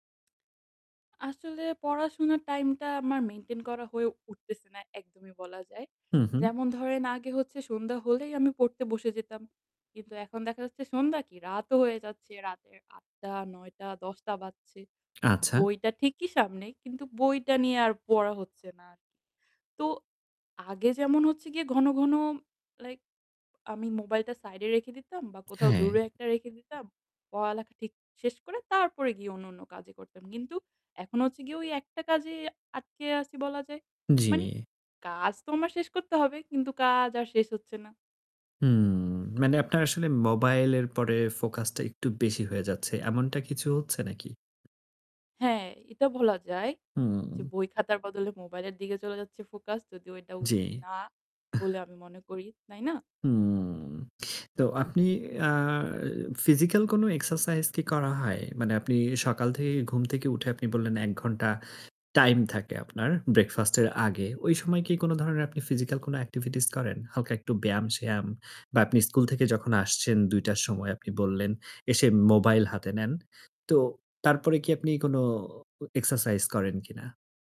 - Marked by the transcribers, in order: static; mechanical hum; tapping; "অন্যান্য" said as "অন্নন্য"; distorted speech; in English: "ফিজিক্যাল"; bird; in English: "ফিজিক্যাল"; in English: "এক্টিভিটিস"
- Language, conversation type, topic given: Bengali, advice, মানসিক ক্লান্তি বা মস্তিষ্ক ঝাপসা লাগার কারণে আমি কি দীর্ঘ সময় মনোযোগ ধরে রাখতে পারি না?